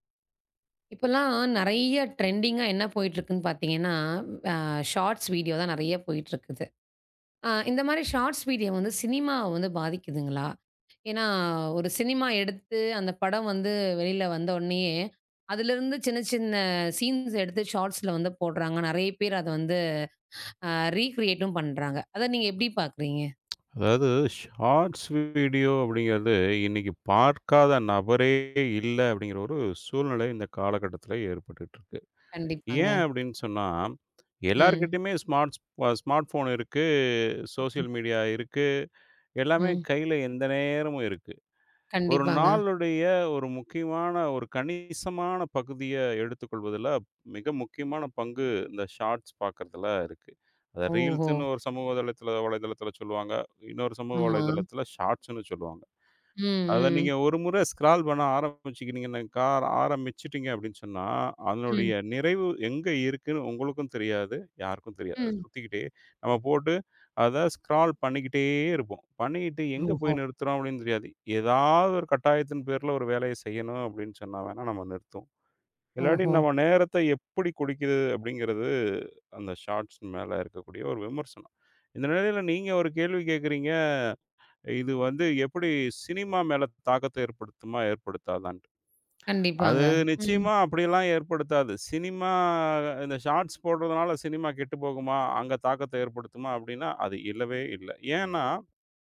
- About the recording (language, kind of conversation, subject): Tamil, podcast, குறுந்தொகுப்பு காணொளிகள் சினிமா பார்வையை பாதித்ததா?
- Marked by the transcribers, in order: in English: "டிரெண்டிங்கா"; in English: "ஷார்ட்ஸ் வீடியோ"; other background noise; in English: "ஷார்ட்ஸ் வீடியோ"; in English: "சீன்ஸ்"; in English: "ஷார்ட்ஸ்ல"; in English: "ரீகிரியேட்டும்"; tsk; in English: "ஷார்ட்ஸ் வீடியோ"; tapping; in English: "ஸ்மார்ட்ஸ் ஸ்மார்ட்போன்"; in English: "சோஷியல் மீடியா"; in English: "ஷார்ட்ஸ்"; in English: "ரீல்ஸ்ன்னு"; in English: "ஷார்ட்ஸ்ன்னு"; in English: "ஸ்கரால்"; in English: "ஸ்கரால்"; in English: "ஷார்ட்ஸ்"; in English: "ஷார்ட்ஸ்"